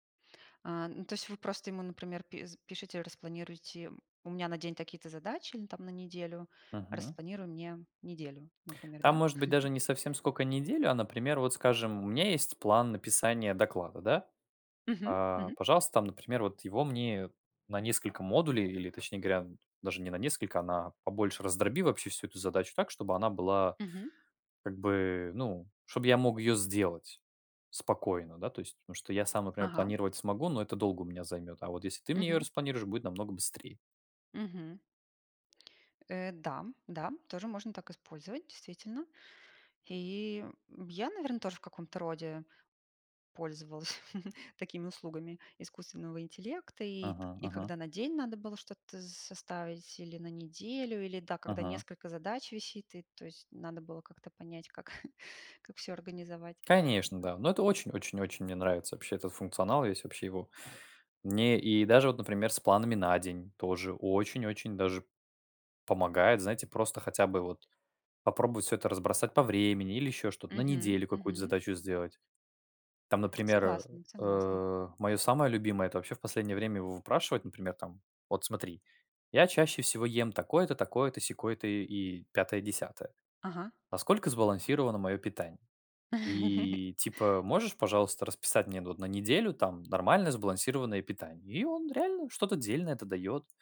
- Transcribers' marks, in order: tapping; chuckle; chuckle; chuckle; laugh
- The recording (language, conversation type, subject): Russian, unstructured, Как технологии изменили ваш подход к обучению и саморазвитию?